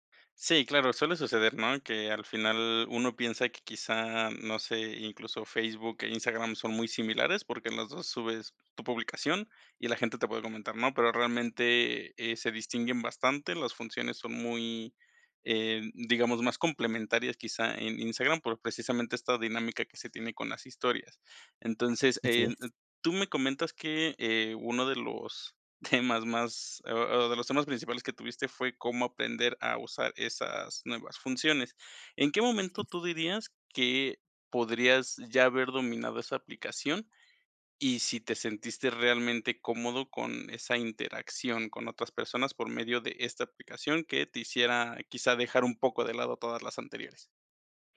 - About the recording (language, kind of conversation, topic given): Spanish, podcast, ¿Qué te frena al usar nuevas herramientas digitales?
- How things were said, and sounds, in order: laughing while speaking: "temas"